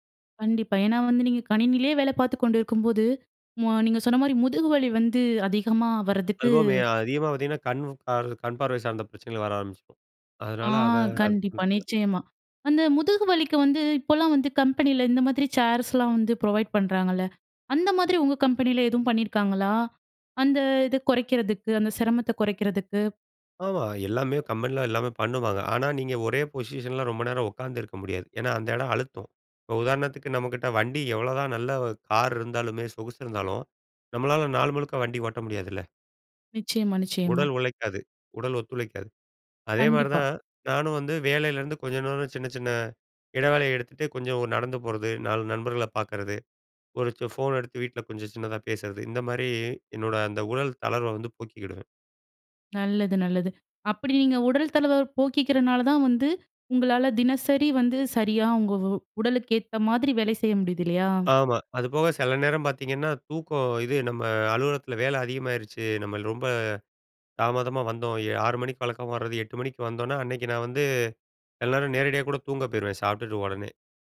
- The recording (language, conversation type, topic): Tamil, podcast, உடல் உங்களுக்கு ஓய்வு சொல்லும்போது நீங்கள் அதை எப்படி கேட்கிறீர்கள்?
- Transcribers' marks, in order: unintelligible speech; in English: "ப்ரொவைட்"; in English: "பொசிஷனில"; "தளர்வ" said as "தளவ"